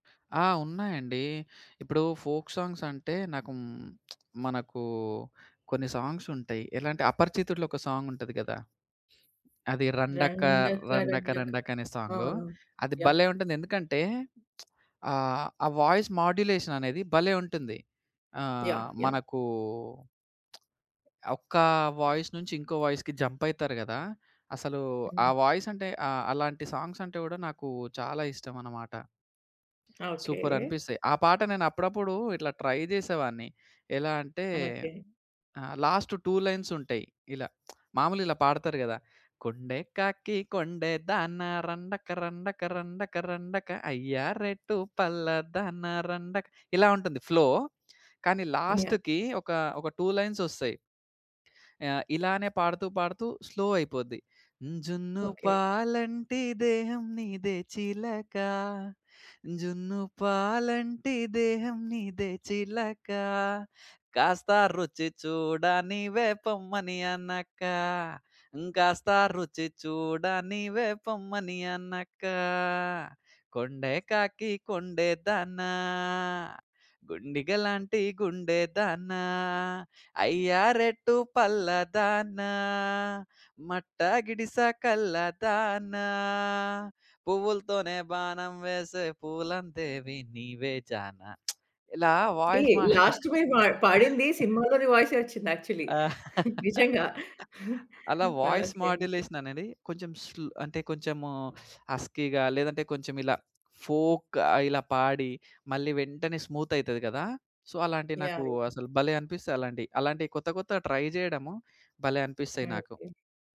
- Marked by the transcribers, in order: in English: "ఫోల్క్ సాంగ్స్"; lip smack; other background noise; singing: "రండక రండక"; lip smack; in English: "వాయిస్ మాడ్యులేషన్"; lip smack; in English: "వాయిస్"; in English: "వాయిస్‌కి జంప్"; tapping; in English: "ట్రై"; in English: "లాస్ట్ టూ లైన్స్"; lip smack; singing: "కొండే కాకి కొండేదాన రండక రండక రండక రండక అయ్యా రేటు పల్లాదాన రండక"; in English: "ఫ్లో"; in English: "లాస్ట్‌కి"; in English: "టూ"; in English: "స్లో"; singing: "జున్నుపాలంటి దేహం నీదే చిలక, జున్నుపాలంటి … పూలందేవి నీవే జానా"; lip smack; in English: "లాస్ట్"; in English: "వాయిస్"; chuckle; laugh; in English: "వాయిస్ మాడ్యులేషన్"; in English: "యాక్చువల్లీ"; chuckle; in English: "స్లో"; in English: "హస్కీగా"; in English: "ఫోల్క్‌గా"; in English: "స్మూత్"; in English: "సో"; in English: "ట్రై"
- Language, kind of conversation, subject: Telugu, podcast, స్నేహితులు లేదా కుటుంబ సభ్యులు మీ సంగీత రుచిని ఎలా మార్చారు?